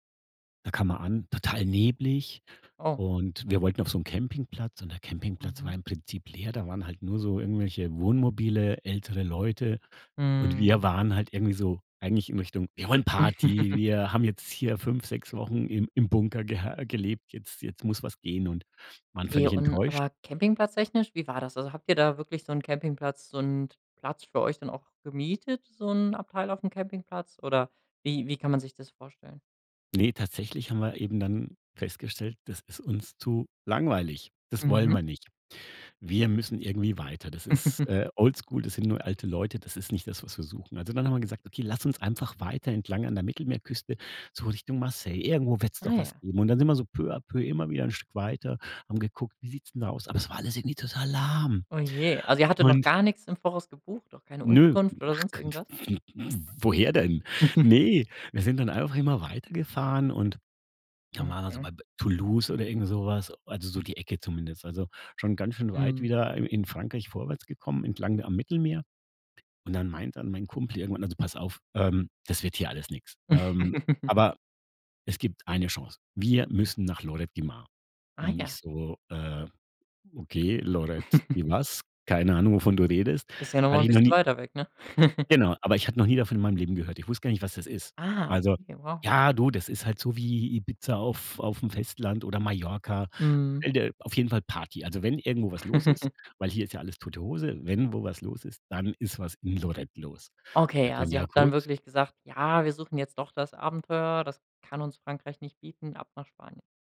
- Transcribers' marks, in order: chuckle; stressed: "Party"; giggle; put-on voice: "Aber es war alles irgendwie total lahm"; unintelligible speech; joyful: "Ne"; giggle; other background noise; giggle; giggle; giggle; giggle; drawn out: "Ja"
- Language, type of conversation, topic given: German, podcast, Gibt es eine Reise, die dir heute noch viel bedeutet?